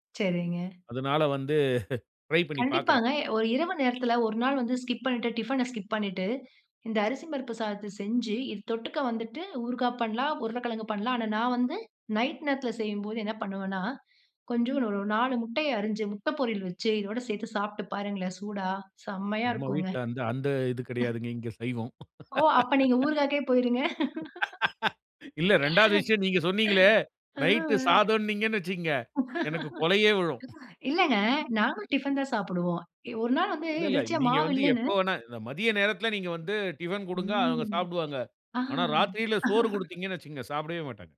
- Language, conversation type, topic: Tamil, podcast, வீட்டில் அவசரமாக இருக்கும் போது விரைவாகவும் சுவையாகவும் உணவு சமைக்க என்னென்ன உத்திகள் பயன்படும்?
- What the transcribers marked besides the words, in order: chuckle; in English: "ஸ்கிப்"; in English: "ஸ்கிப்"; laugh; laugh; laugh